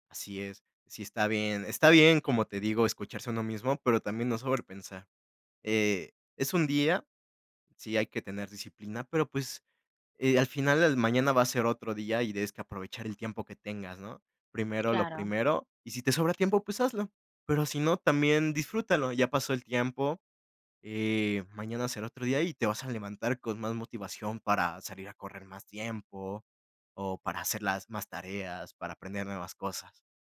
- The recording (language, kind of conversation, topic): Spanish, podcast, ¿Qué haces cuando pierdes motivación para seguir un hábito?
- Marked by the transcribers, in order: tapping